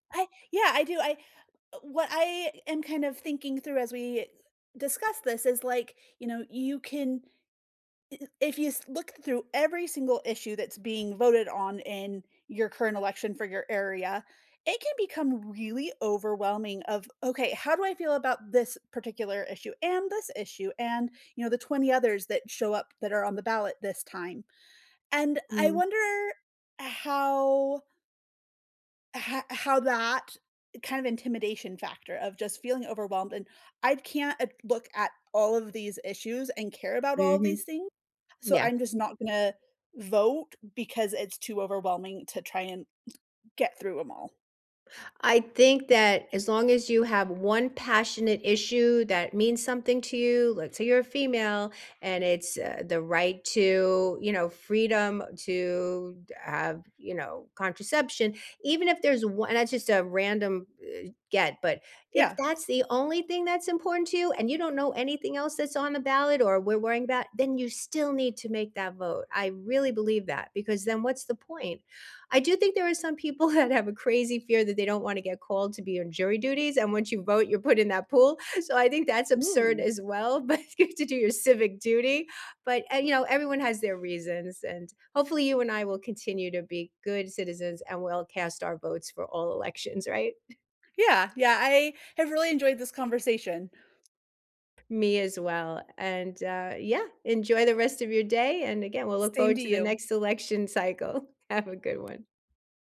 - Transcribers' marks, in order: dog barking; laughing while speaking: "that have"; tapping; laughing while speaking: "but you have to do your civic duty"; chuckle; chuckle; laughing while speaking: "Have"
- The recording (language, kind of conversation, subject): English, unstructured, How important is voting in your opinion?
- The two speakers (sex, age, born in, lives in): female, 35-39, United States, United States; female, 65-69, United States, United States